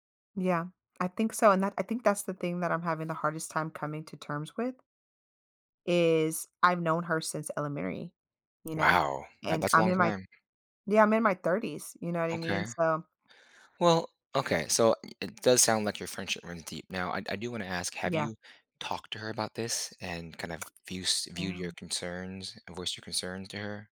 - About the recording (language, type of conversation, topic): English, advice, How do I resolve a disagreement with a close friend without damaging our friendship?
- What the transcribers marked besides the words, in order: other background noise